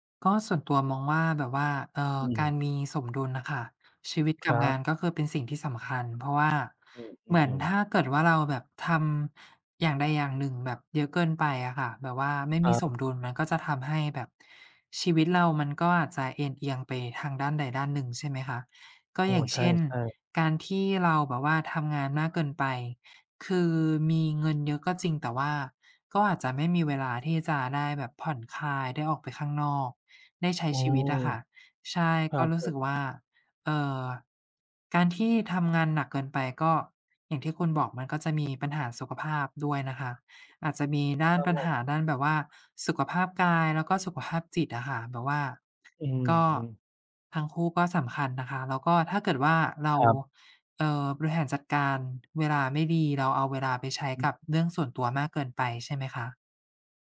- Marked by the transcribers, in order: tapping
- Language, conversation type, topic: Thai, unstructured, คุณคิดว่าสมดุลระหว่างงานกับชีวิตส่วนตัวสำคัญแค่ไหน?